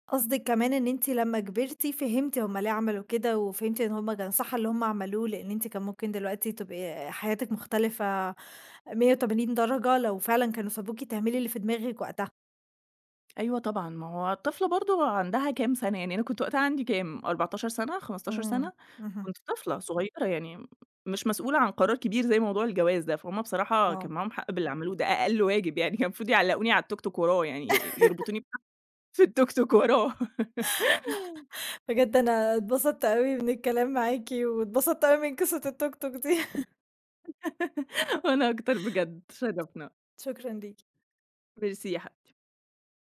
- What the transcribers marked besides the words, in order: laughing while speaking: "يعني"; laugh; other background noise; laughing while speaking: "في التوك توك وراه"; giggle; laugh; tapping; laugh; giggle; in French: "Merci"
- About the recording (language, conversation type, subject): Arabic, podcast, قد إيه بتأثر بآراء أهلك في قراراتك؟